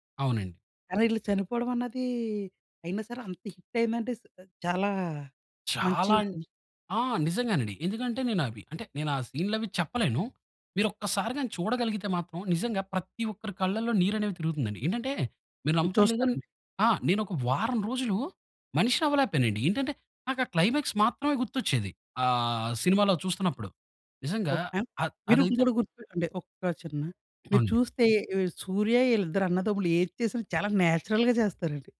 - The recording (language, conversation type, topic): Telugu, podcast, సినిమా హాల్‌కు వెళ్లిన అనుభవం మిమ్మల్ని ఎలా మార్చింది?
- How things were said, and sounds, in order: in English: "హిట్"; in English: "క్లైమాక్స్"; in English: "నేచురల్‌గా"